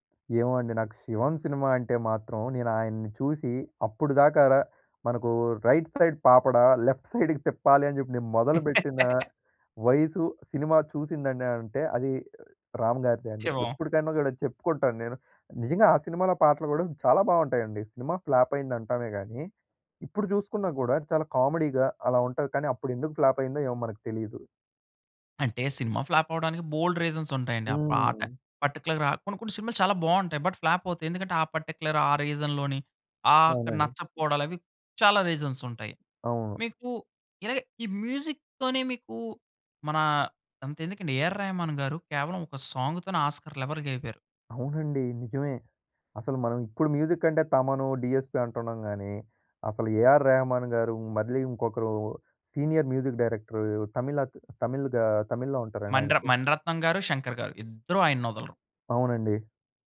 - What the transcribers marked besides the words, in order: in English: "రైట్ సైడ్"; in English: "లెఫ్ట్ సైడ్‌కి"; laugh; in English: "ఫ్లాప్"; in English: "కామెడీగా"; in English: "ఫ్లాప్"; in English: "ఫ్లాప్"; in English: "రీజన్స్"; in English: "పర్టిక్యులర్‌గా"; in English: "బట్ ఫ్లాప్"; in English: "పర్టిక్యులర్"; in English: "రీజన్‌లోని"; in English: "రీజన్స్"; in English: "మ్యూజిక్‌తోనే"; in English: "సాంగ్‌తోనే ఆస్కార్"; in English: "మ్యూజిక్"; in English: "సీనియర్ మ్యూజిక్ డైరెక్టర్"
- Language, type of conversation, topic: Telugu, podcast, ఒక సినిమాకు సంగీతం ఎంత ముఖ్యమని మీరు భావిస్తారు?